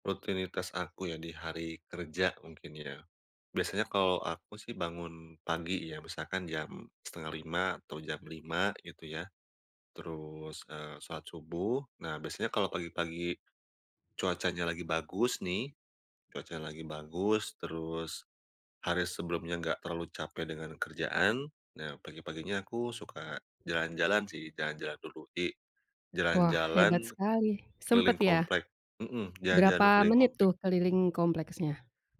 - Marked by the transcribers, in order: none
- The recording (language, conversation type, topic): Indonesian, podcast, Bagaimana kamu menjaga keseimbangan antara pekerjaan dan kehidupan sehari-hari?